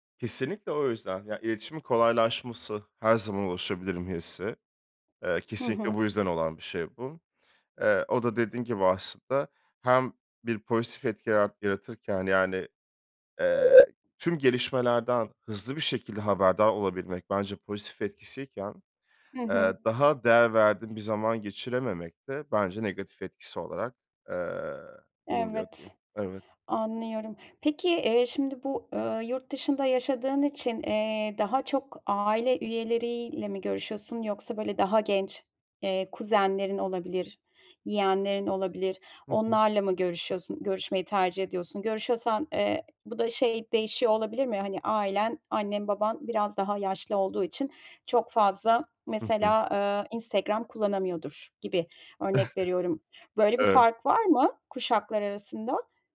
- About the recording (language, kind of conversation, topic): Turkish, podcast, Teknoloji aile ilişkilerini nasıl etkiledi; senin deneyimin ne?
- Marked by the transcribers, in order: other background noise; chuckle